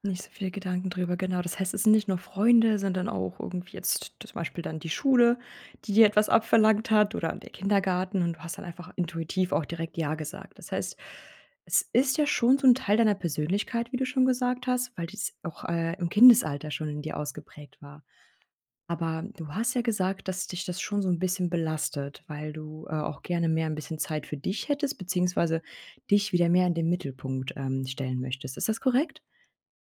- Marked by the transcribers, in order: none
- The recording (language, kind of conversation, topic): German, advice, Warum fällt es mir schwer, bei Bitten von Freunden oder Familie Nein zu sagen?